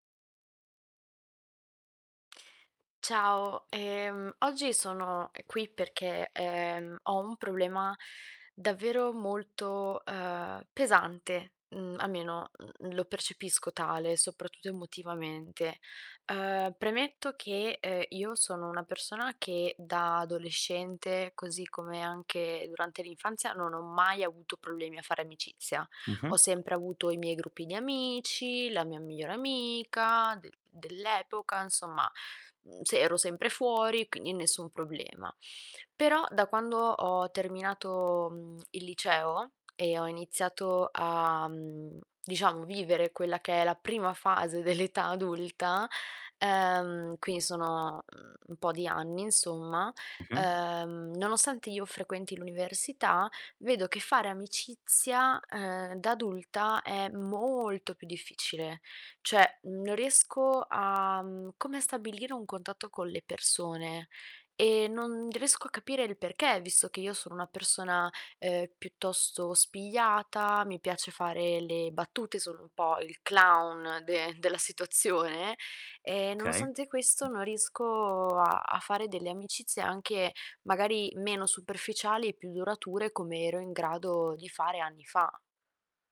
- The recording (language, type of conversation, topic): Italian, advice, Quali difficoltà incontri nel fare nuove amicizie da adulto?
- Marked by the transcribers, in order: distorted speech; tapping; drawn out: "molto"; stressed: "molto"; "Cioè" said as "ceh"; "Okay" said as "kay"; other background noise